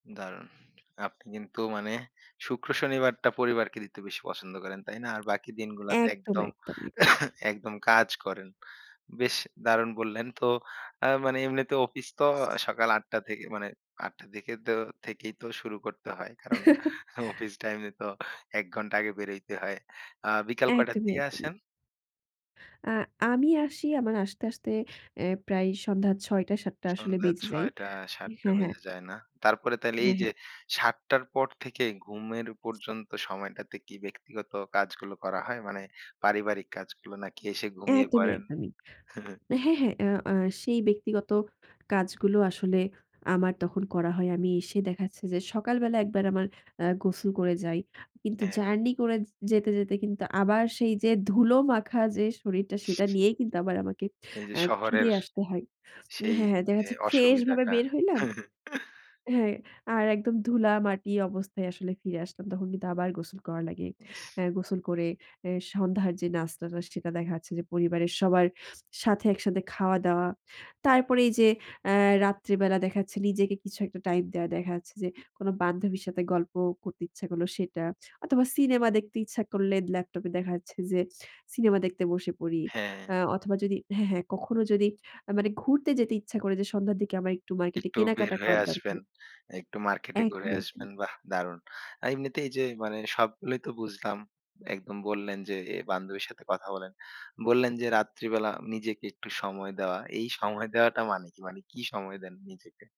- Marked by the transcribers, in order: other background noise; tapping; cough; laughing while speaking: "অফিস টাইমে তো"; chuckle; chuckle; chuckle; unintelligible speech
- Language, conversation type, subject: Bengali, podcast, আপনি কীভাবে নিজের কাজ আর ব্যক্তিগত জীবনের মধ্যে ভারসাম্য বজায় রাখেন?